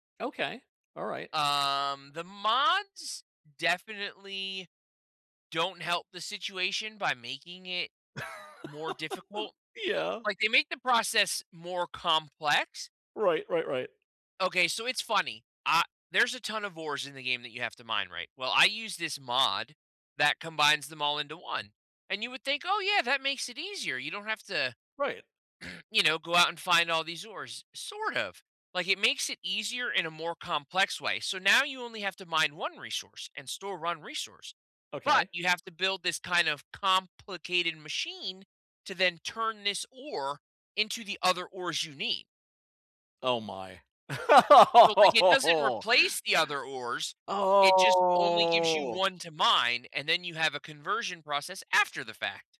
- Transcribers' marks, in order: drawn out: "Um"; laugh; throat clearing; laugh; drawn out: "Oh"
- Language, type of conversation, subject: English, unstructured, How has technology made learning more fun for you?
- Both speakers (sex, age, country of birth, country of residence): male, 35-39, United States, United States; male, 55-59, United States, United States